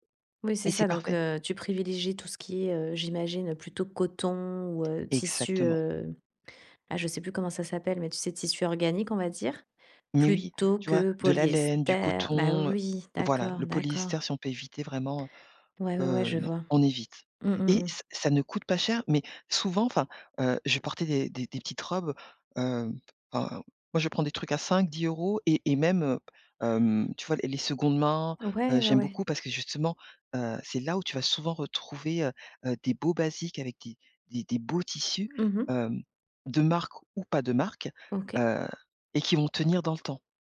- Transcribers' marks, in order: other background noise; alarm; stressed: "polyester"; tapping
- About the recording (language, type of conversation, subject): French, podcast, Comment les vêtements influencent-ils ton humeur au quotidien ?